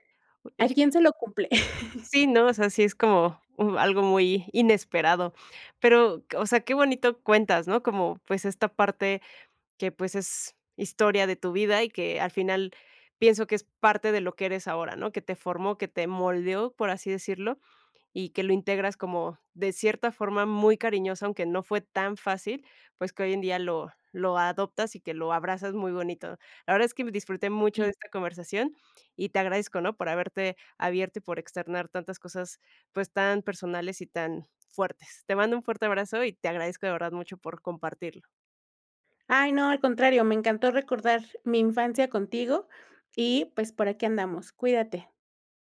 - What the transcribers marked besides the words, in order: chuckle
- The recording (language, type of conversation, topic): Spanish, podcast, ¿Cómo era la dinámica familiar en tu infancia?